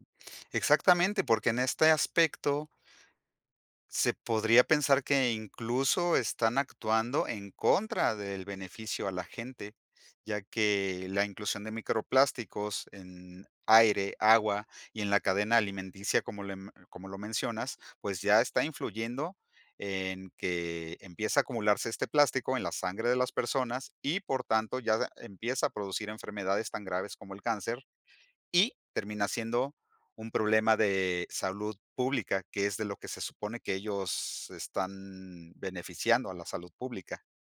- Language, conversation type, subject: Spanish, podcast, ¿Qué opinas sobre el problema de los plásticos en la naturaleza?
- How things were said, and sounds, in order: none